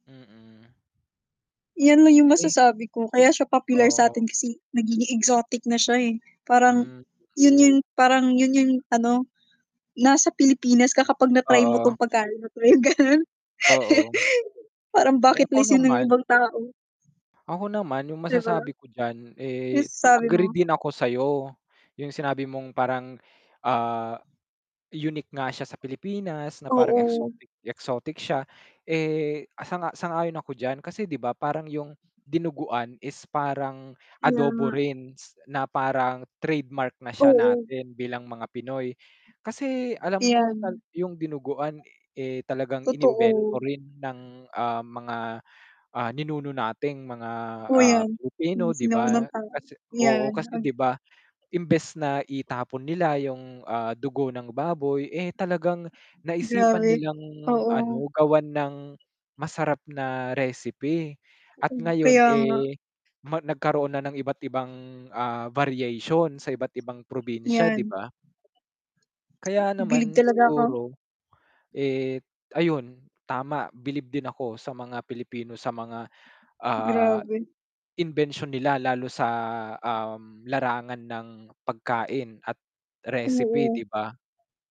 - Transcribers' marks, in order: mechanical hum; laughing while speaking: "ganun"; laugh; static; distorted speech; background speech; other background noise
- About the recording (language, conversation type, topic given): Filipino, unstructured, Nakakain ka na ba ng dinuguan, at ano ang naging reaksyon mo?